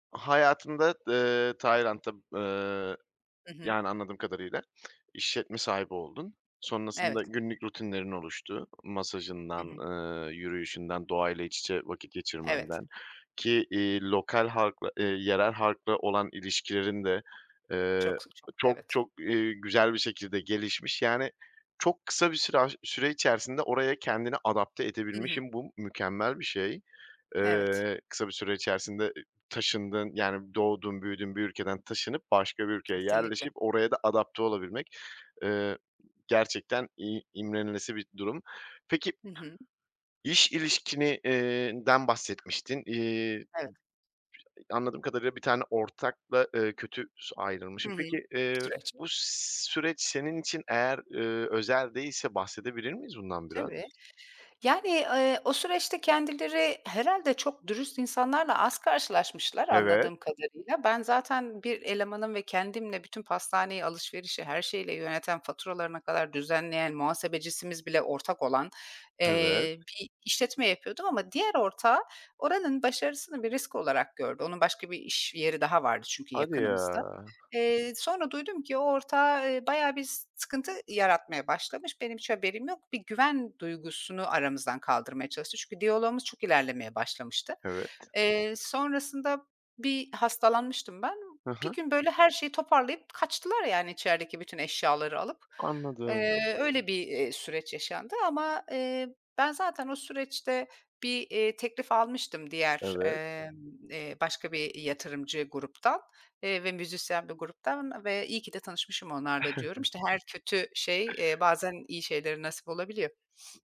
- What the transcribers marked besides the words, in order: tapping; other background noise; unintelligible speech; chuckle; sniff
- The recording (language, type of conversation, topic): Turkish, podcast, Hayatını değiştiren karar hangisiydi?